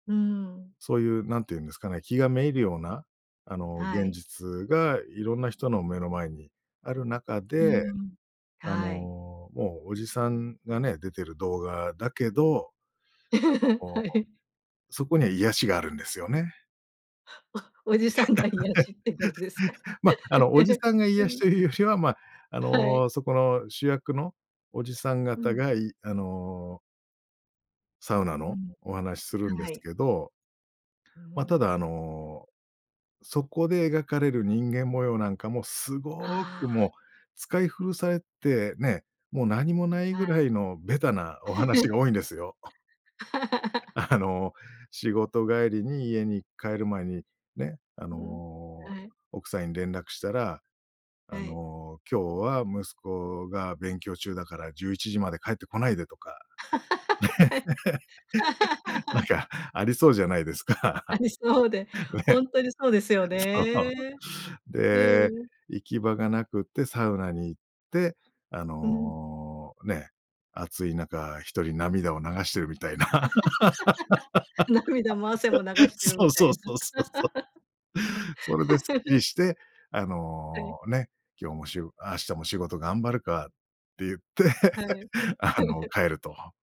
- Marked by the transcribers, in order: giggle; laughing while speaking: "はい"; laughing while speaking: "お おじさんが癒しってことですか？"; laugh; laugh; laugh; chuckle; other noise; laugh; laugh; laughing while speaking: "ですか。 ね。 そう"; tapping; laughing while speaking: "みたいな"; laugh; laugh; laughing while speaking: "言って"; laugh
- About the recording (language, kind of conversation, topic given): Japanese, podcast, 流行しているドラマは、なぜ人気だと思いますか？